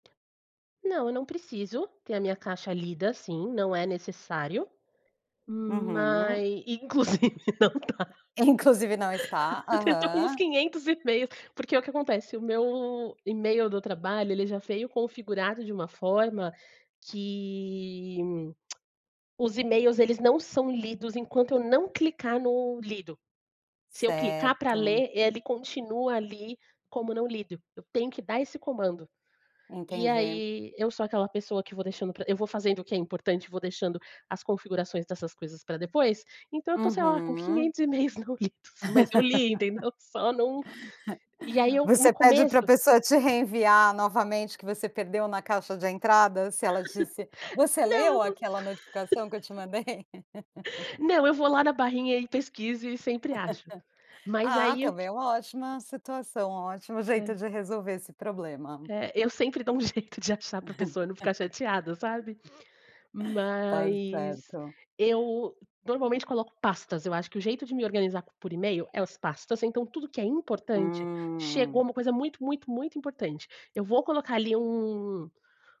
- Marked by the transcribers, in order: tapping; laughing while speaking: "inclusive não dá. Eu tenho tô com uns quinhentos e-mails"; tongue click; laugh; other background noise; laugh; laugh; laugh; laugh
- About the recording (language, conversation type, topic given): Portuguese, podcast, Como você lida com o excesso de notificações?